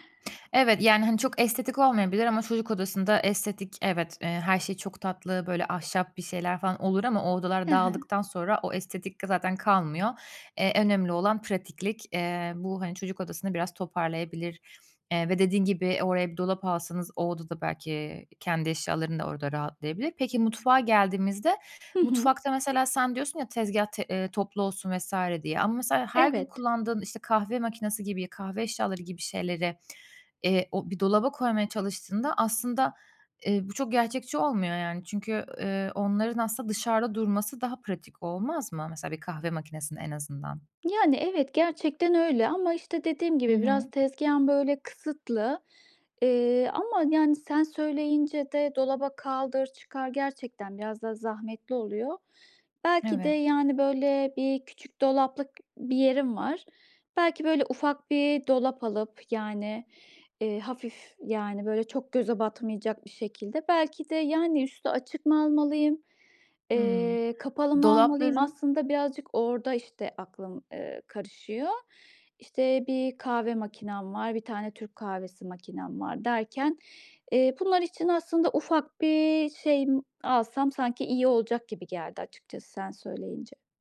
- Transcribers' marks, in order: other background noise
- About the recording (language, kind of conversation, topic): Turkish, advice, Eşyalarımı düzenli tutmak ve zamanımı daha iyi yönetmek için nereden başlamalıyım?
- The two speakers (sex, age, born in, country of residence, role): female, 30-34, Turkey, Germany, advisor; female, 35-39, Turkey, Austria, user